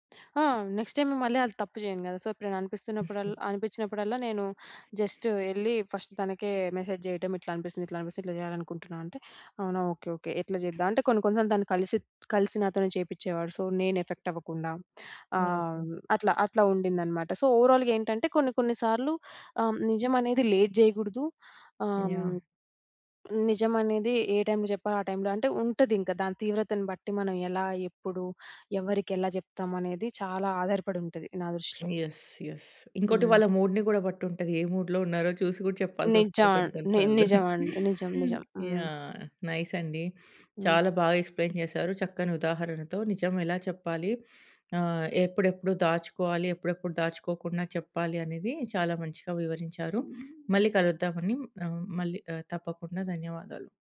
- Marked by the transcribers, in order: in English: "నెక్స్ట్ టైమ్"; in English: "సో"; chuckle; other background noise; in English: "జస్ట్"; in English: "ఫస్ట్"; in English: "మెసేజ్"; in English: "సో"; in English: "ఎఫెక్ట్"; in English: "సో, ఓవరాల్‌గా"; in English: "లేట్"; in English: "యెస్. యెస్"; in English: "మూడ్‌ని"; in English: "మూడ్‌లో"; chuckle; in English: "నైస్"; in English: "ఎక్స్‌ప్లెయిన్"
- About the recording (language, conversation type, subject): Telugu, podcast, ఇబ్బందికరమైన విషయం మీద నిజం చెప్పాల్సి వచ్చినప్పుడు, నీలో ధైర్యాన్ని ఎలా పెంచుకుంటావు?